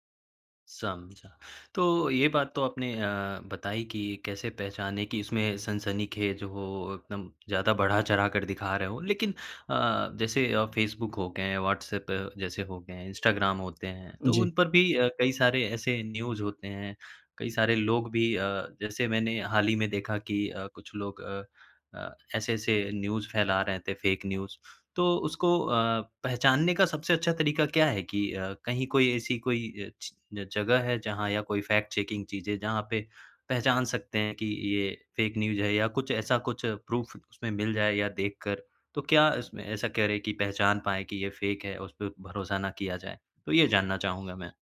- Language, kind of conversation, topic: Hindi, podcast, इंटरनेट पर फेक न्यूज़ से निपटने के तरीके
- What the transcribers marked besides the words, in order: in English: "न्यूज़"; in English: "न्यूज़"; in English: "फेक न्यूज़"; in English: "फैक्ट चेकिंग"; in English: "फेक न्यूज़"; in English: "प्रूफ़"; in English: "फेक"